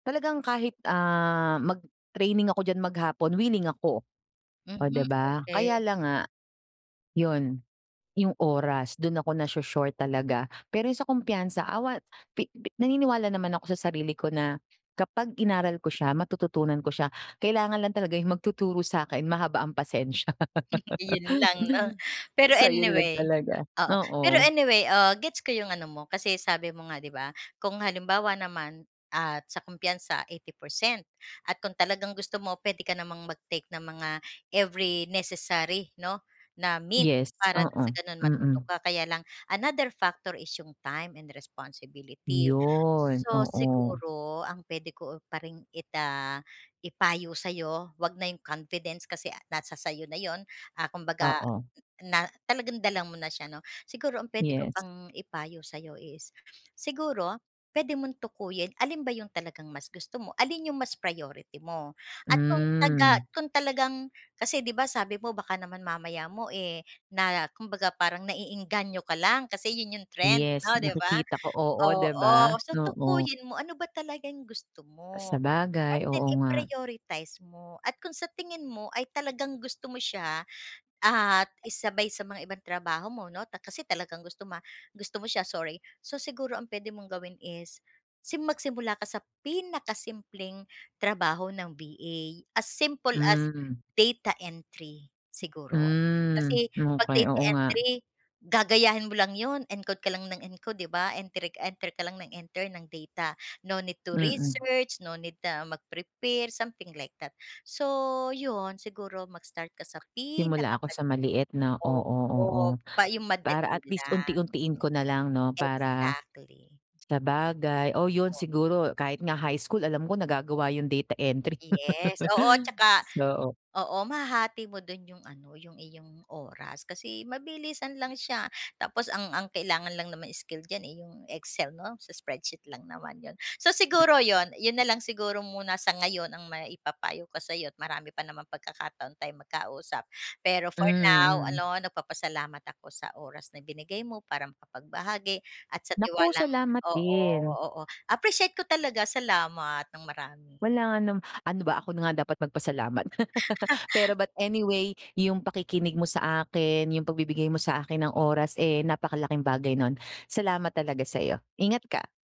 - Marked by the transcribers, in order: chuckle; laugh; other background noise; background speech; in English: "time and responsibility"; in English: "No need to research"; laugh; laugh
- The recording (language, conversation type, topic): Filipino, advice, Paano ko malalampasan ang takot na mabigo kapag nagsisimula pa lang ako?
- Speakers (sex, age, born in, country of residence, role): female, 40-44, Philippines, Philippines, user; female, 55-59, Philippines, Philippines, advisor